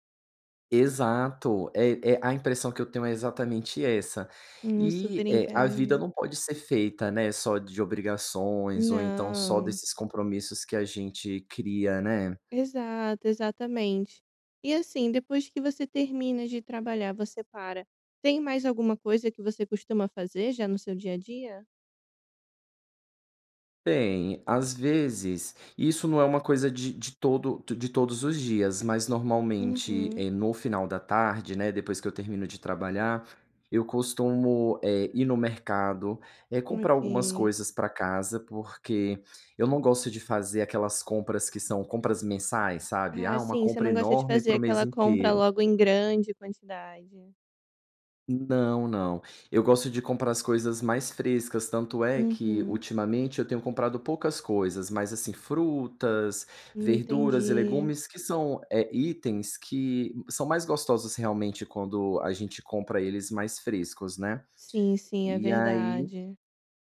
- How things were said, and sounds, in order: none
- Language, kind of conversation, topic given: Portuguese, advice, Como posso relaxar em casa depois de um dia cansativo?